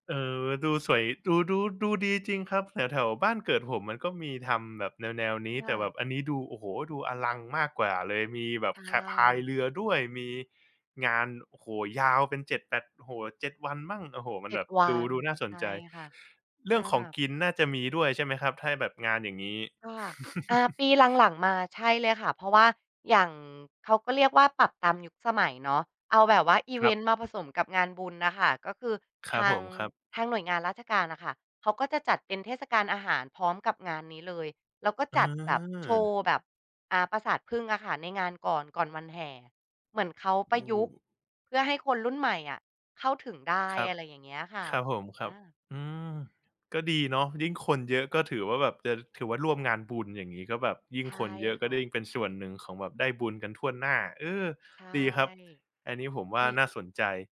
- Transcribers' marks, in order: chuckle; tapping; other background noise
- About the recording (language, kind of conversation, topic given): Thai, podcast, คุณมีประสบการณ์งานบุญครั้งไหนที่ประทับใจที่สุด และอยากเล่าให้ฟังไหม?